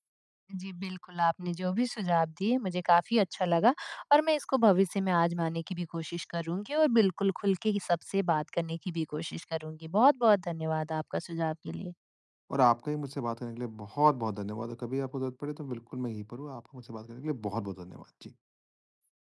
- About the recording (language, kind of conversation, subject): Hindi, advice, मैं अपने मूल्यों और मानकों से कैसे जुड़ा रह सकता/सकती हूँ?
- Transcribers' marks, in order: none